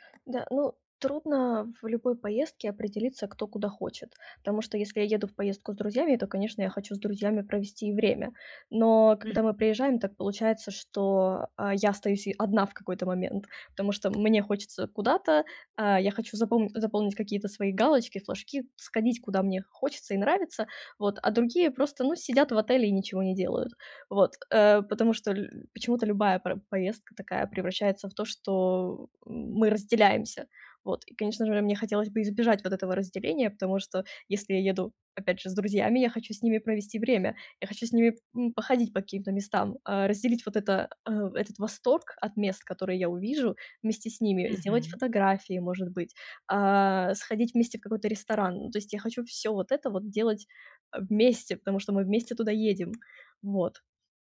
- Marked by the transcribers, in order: other background noise
- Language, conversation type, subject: Russian, advice, Как справляться с неожиданными проблемами во время поездки, чтобы отдых не был испорчен?